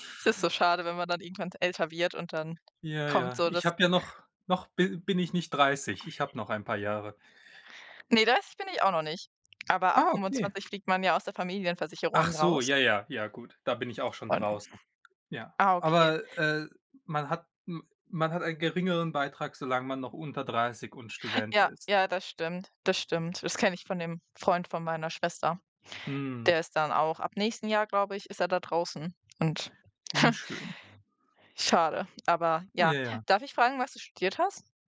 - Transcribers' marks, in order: other background noise; chuckle
- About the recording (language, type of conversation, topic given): German, unstructured, Wie beeinflussen soziale Medien deine Stimmung?